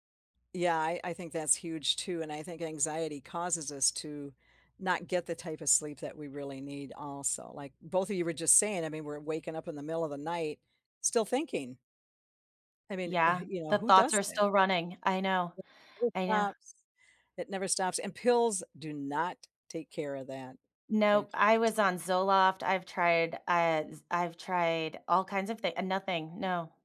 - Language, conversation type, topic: English, unstructured, How do hobbies help you deal with stress?
- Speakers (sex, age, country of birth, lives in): female, 35-39, United States, United States; female, 70-74, United States, United States
- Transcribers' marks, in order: none